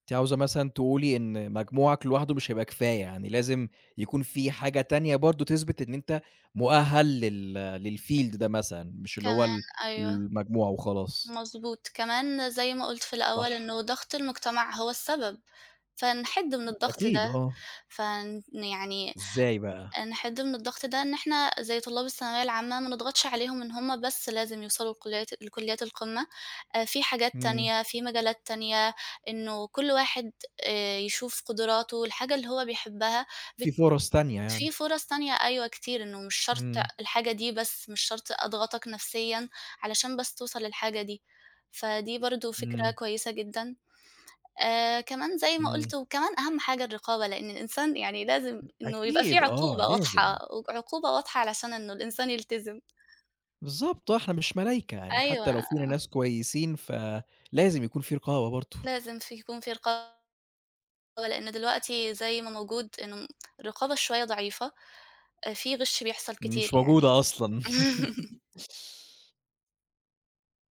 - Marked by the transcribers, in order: other background noise; in English: "للfield"; "علشان" said as "علسان"; laugh
- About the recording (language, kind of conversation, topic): Arabic, unstructured, إزاي الغش في الامتحانات بيأثر على المجتمع؟
- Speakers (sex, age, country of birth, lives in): female, 20-24, Egypt, Egypt; male, 25-29, Egypt, Egypt